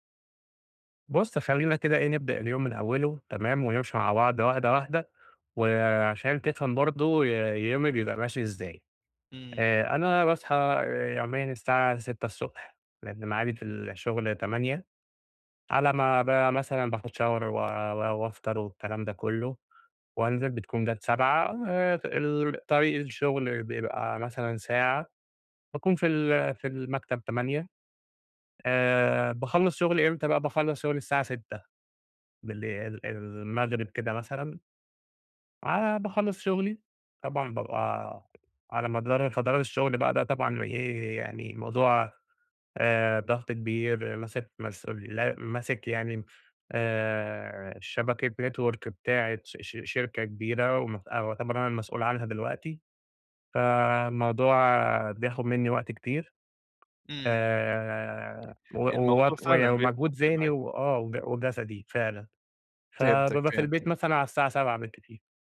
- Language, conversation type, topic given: Arabic, advice, إزاي ألاقي وقت لهواياتي مع جدول شغلي المزدحم؟
- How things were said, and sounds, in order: in English: "Shower"; in English: "Network"; tapping